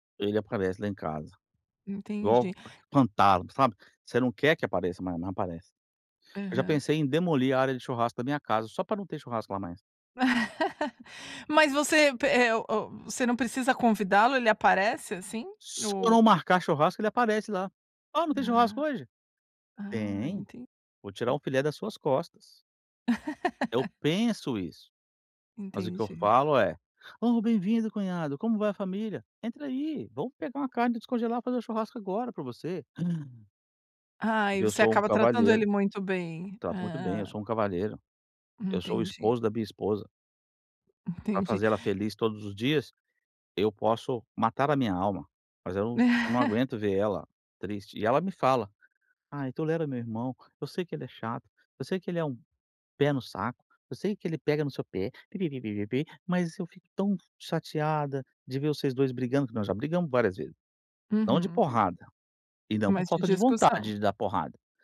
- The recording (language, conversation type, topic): Portuguese, advice, Como posso parar de levar críticas como um ataque pessoal?
- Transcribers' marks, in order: tapping; laugh; other noise; laugh; gasp; chuckle; put-on voice: "Ai, tolera meu irmão, eu … vocês dois brigando"